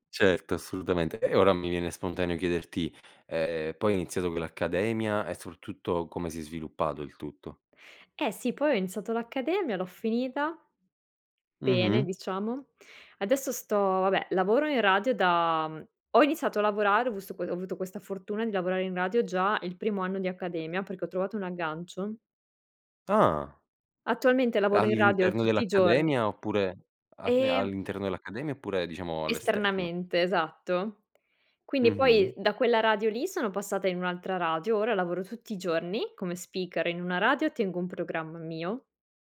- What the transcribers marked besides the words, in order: other background noise
- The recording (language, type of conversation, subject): Italian, podcast, Come racconti una storia che sia personale ma universale?